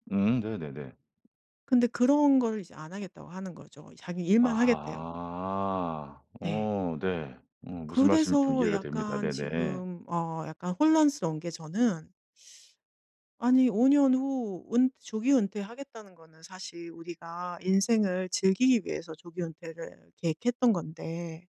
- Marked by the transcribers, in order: other background noise; tapping
- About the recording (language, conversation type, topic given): Korean, advice, 은퇴 대비와 현재의 삶의 만족 중 무엇을 우선해야 할지 어떻게 정하면 좋을까요?